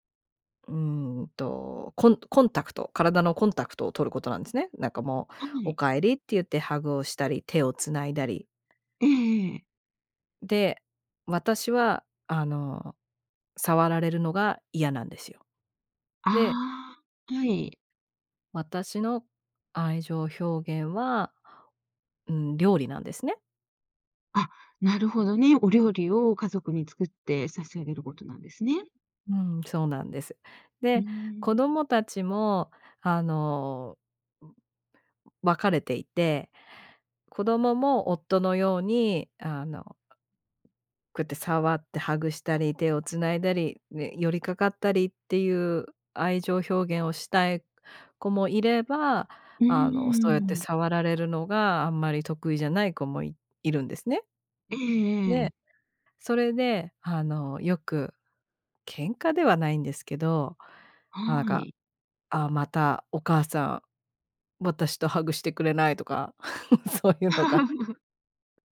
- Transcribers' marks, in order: other background noise; other noise; chuckle; laughing while speaking: "そういうのが"; laugh
- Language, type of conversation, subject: Japanese, podcast, 愛情表現の違いが摩擦になることはありましたか？